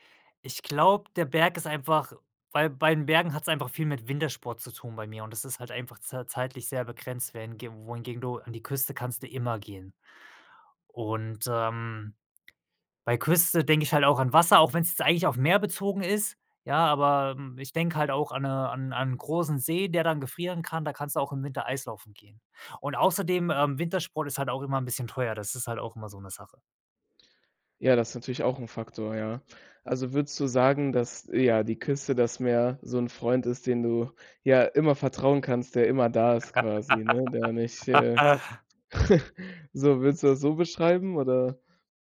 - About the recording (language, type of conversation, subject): German, podcast, Was fasziniert dich mehr: die Berge oder die Küste?
- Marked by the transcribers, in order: laugh; snort